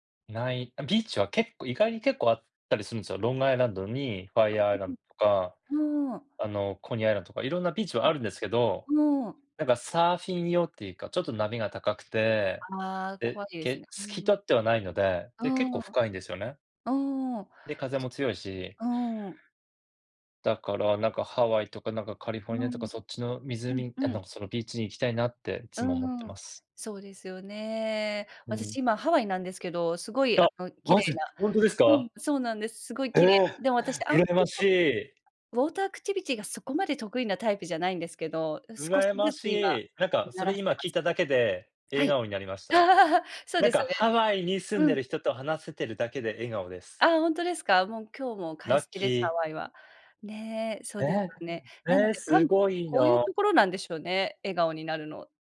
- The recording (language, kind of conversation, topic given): Japanese, unstructured, あなたの笑顔を引き出すものは何ですか？
- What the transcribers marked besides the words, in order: tapping; in English: "ウォーターアクティビティ"; other background noise; laugh; unintelligible speech